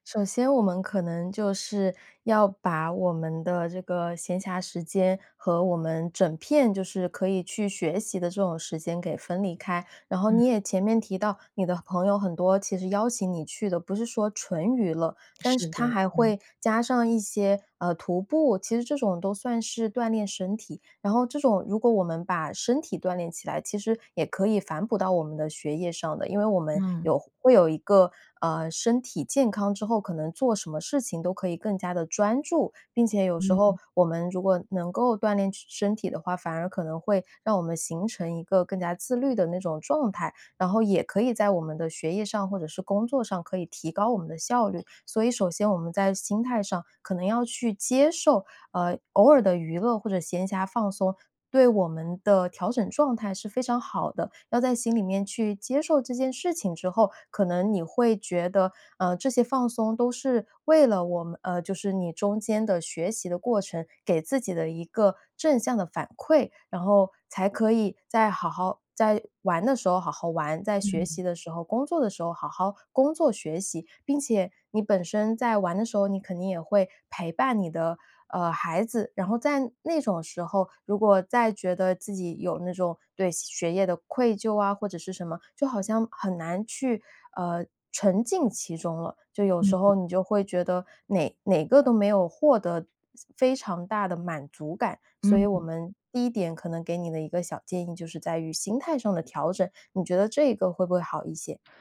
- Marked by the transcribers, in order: none
- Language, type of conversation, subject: Chinese, advice, 如何在保持自律的同时平衡努力与休息，而不对自己过于苛刻？